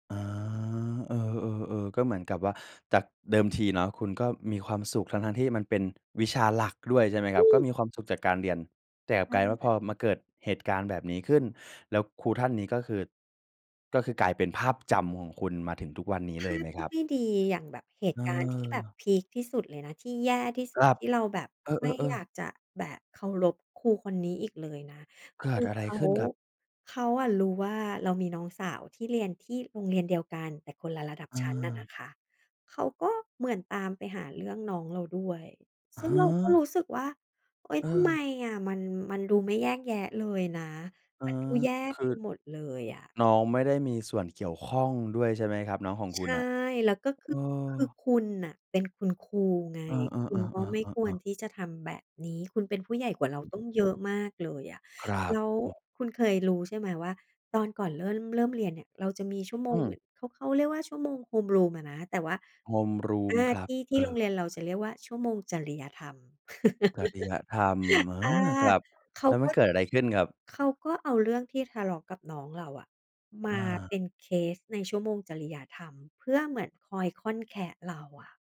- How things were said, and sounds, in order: unintelligible speech; other background noise; chuckle
- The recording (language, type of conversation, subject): Thai, podcast, มีครูคนไหนที่คุณยังจำได้อยู่ไหม และเพราะอะไร?